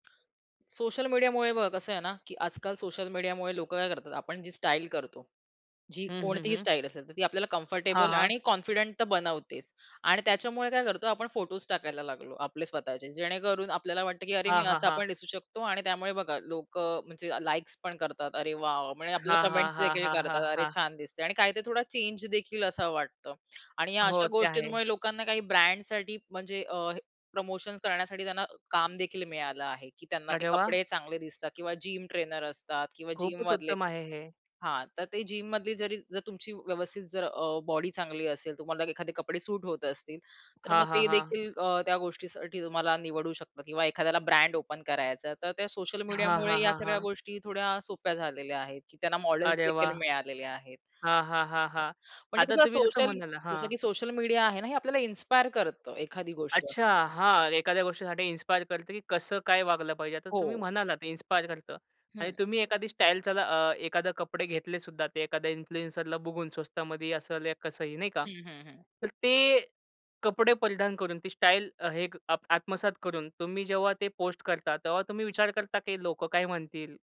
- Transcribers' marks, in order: tapping; other background noise; in English: "कम्फर्टेबल"; in English: "कमेंट्स"; in English: "जिम"; in English: "जिममधले"; in English: "जिममधली"; in English: "ओपन"; in English: "इन्फ्लुएन्सरला"
- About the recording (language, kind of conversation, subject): Marathi, podcast, सामाजिक माध्यमांचा तुमच्या पेहरावाच्या शैलीवर कसा परिणाम होतो?